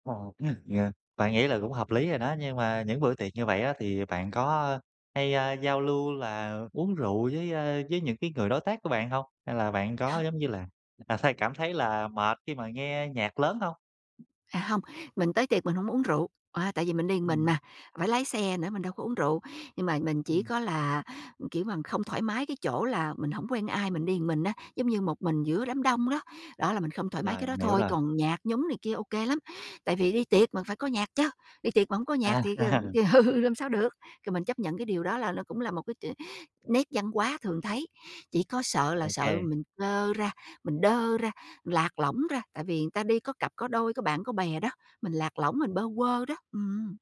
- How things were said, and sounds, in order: unintelligible speech; other background noise; tapping; "một" said as "ừn"; "một" said as "ừn"; laughing while speaking: "À"; laughing while speaking: "ừ"; "người" said as "ừn"
- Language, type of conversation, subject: Vietnamese, advice, Làm sao để cảm thấy thoải mái khi đi dự tiệc?